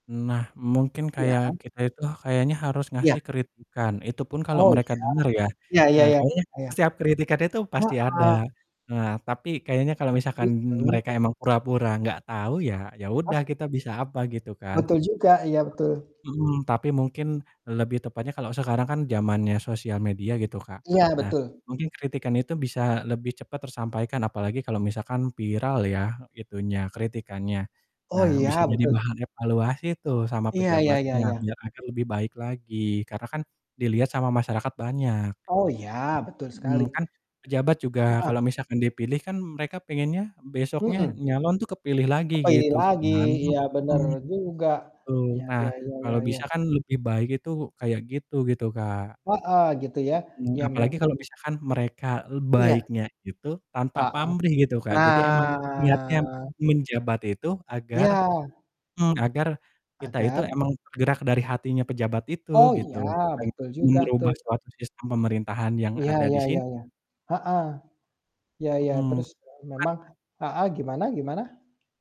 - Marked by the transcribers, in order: distorted speech; other background noise; "viral" said as "piral"; drawn out: "Nah"
- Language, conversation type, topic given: Indonesian, unstructured, Perilaku apa dari pejabat publik yang paling membuat kamu muak?